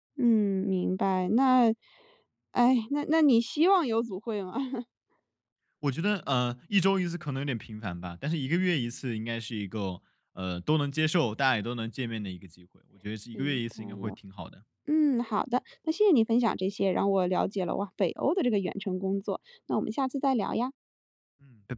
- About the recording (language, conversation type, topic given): Chinese, podcast, 远程工作会如何影响公司文化？
- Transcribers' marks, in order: laugh